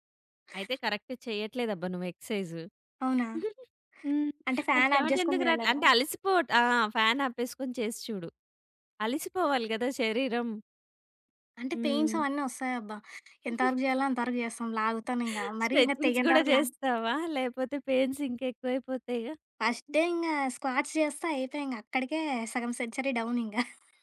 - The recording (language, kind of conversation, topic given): Telugu, podcast, ఆరోగ్యవంతమైన ఆహారాన్ని తక్కువ సమయంలో తయారుచేయడానికి మీ చిట్కాలు ఏమిటి?
- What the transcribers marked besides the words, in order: in English: "కరెక్ట్"; in English: "ఎక్స్‌సైజు"; chuckle; in English: "ఫ్యాన్ ఆఫ్"; in English: "పెయిన్స్"; chuckle; in English: "స్టెచింగ్స్"; in English: "పెయిన్స్"; in English: "ఫస్ట్ డే"; in English: "స్క్వాట్స్"; in English: "సెంచరీ"; chuckle